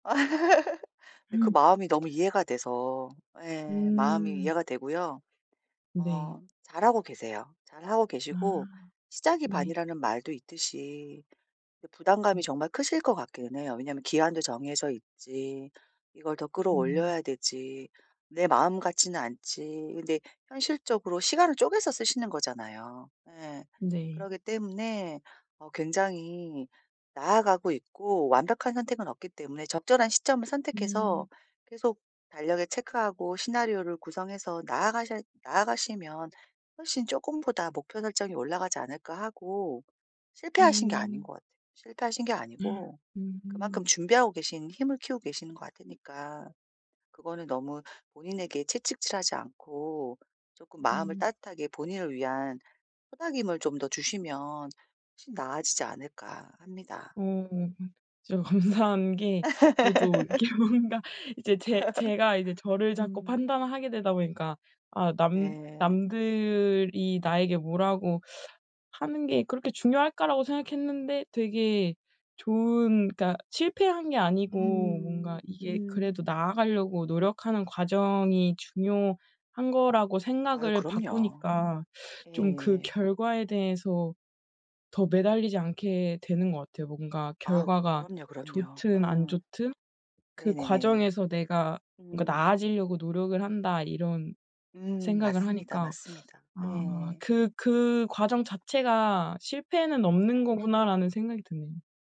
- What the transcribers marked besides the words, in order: laugh; other background noise; gasp; laughing while speaking: "진짜 감사한"; laugh; laughing while speaking: "이렇게 뭔가"; laugh; teeth sucking; teeth sucking; teeth sucking
- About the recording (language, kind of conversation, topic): Korean, advice, 실패가 두려워서 결정을 자꾸 미루는데 어떻게 해야 하나요?